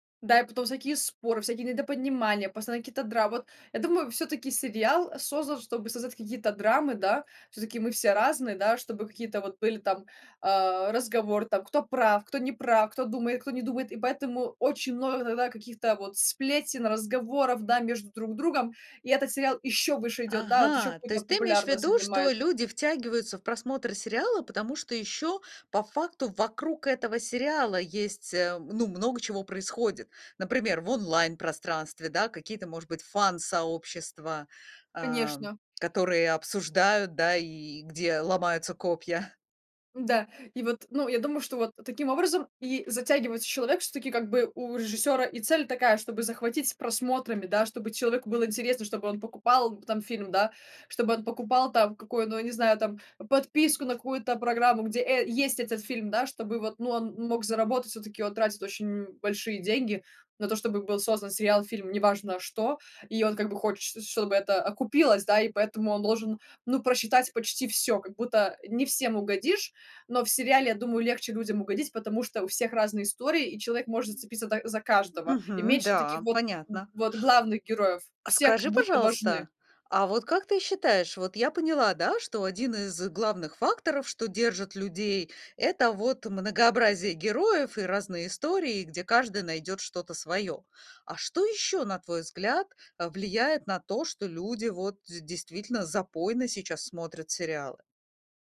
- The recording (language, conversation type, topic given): Russian, podcast, Почему люди всё чаще смотрят сериалы подряд, без перерывов?
- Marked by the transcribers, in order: none